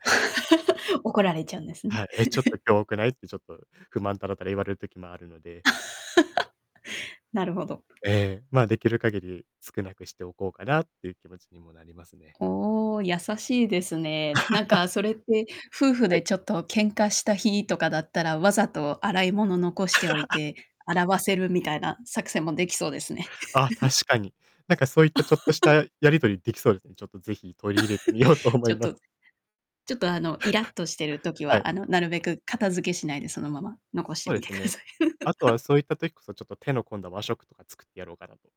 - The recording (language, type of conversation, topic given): Japanese, podcast, 家事を楽にするために、どんな工夫をしていますか？
- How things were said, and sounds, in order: laugh; chuckle; laugh; other background noise; laugh; laugh; laugh; laugh; laughing while speaking: "みようと思います"; laugh; laughing while speaking: "ください"; laugh